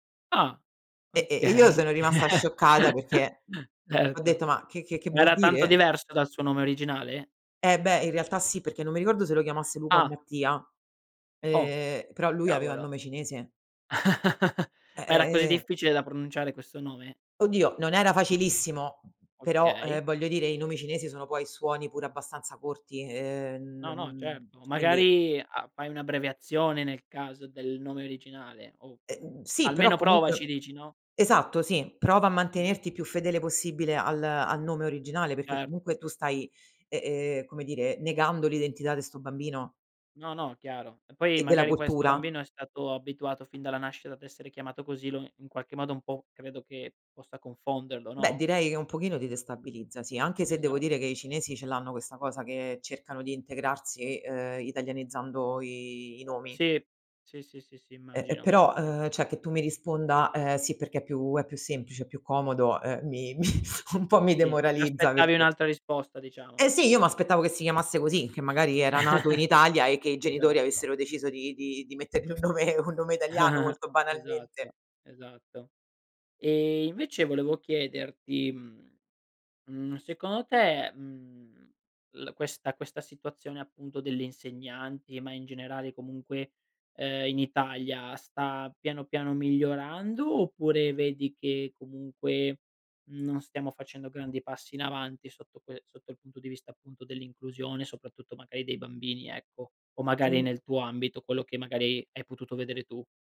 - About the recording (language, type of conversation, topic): Italian, podcast, Come si può favorire l’inclusione dei nuovi arrivati?
- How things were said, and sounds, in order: laughing while speaking: "okay"; laugh; other background noise; laugh; tapping; "sì" said as "ì"; "cioè" said as "ceh"; laughing while speaking: "mi"; chuckle; chuckle; "secondo" said as "secono"